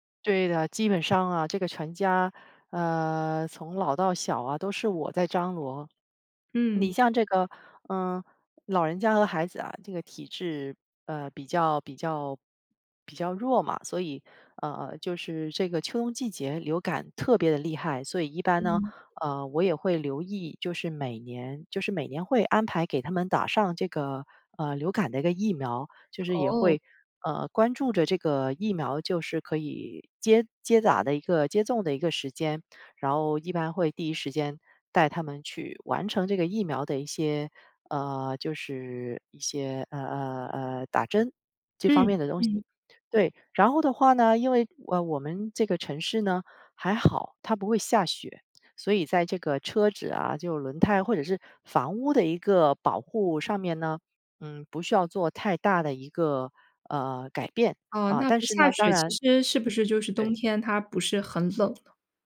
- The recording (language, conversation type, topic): Chinese, podcast, 换季时你通常会做哪些准备？
- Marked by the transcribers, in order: none